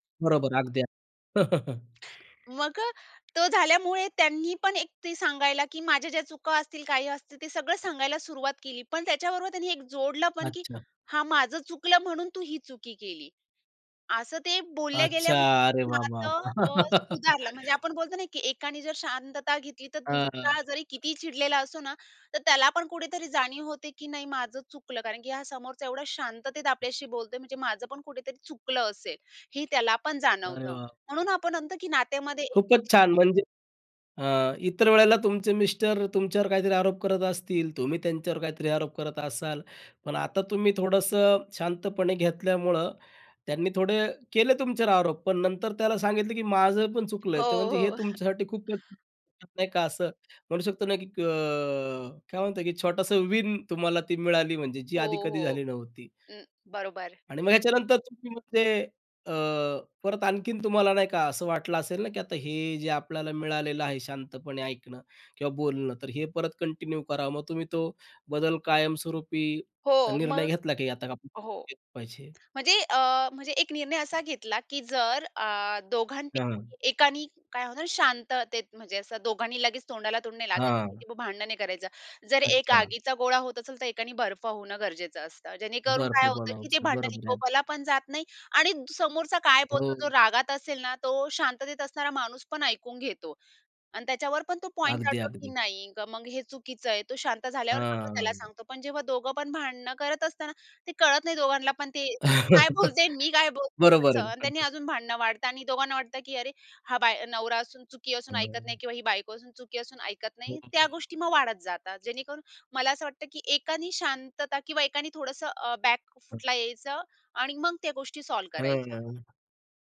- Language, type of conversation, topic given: Marathi, podcast, नातं सुधारायला कारणीभूत ठरलेलं ते शांतपणे झालेलं बोलणं नेमकं कोणतं होतं?
- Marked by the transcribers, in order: chuckle; other background noise; chuckle; unintelligible speech; chuckle; unintelligible speech; in English: "विन"; in English: "कंटिन्यू"; laughing while speaking: "ते काय बोलते मी काय बोलतो"; chuckle; in English: "बॅक फूटला"; in English: "सॉल्व्ह"; tapping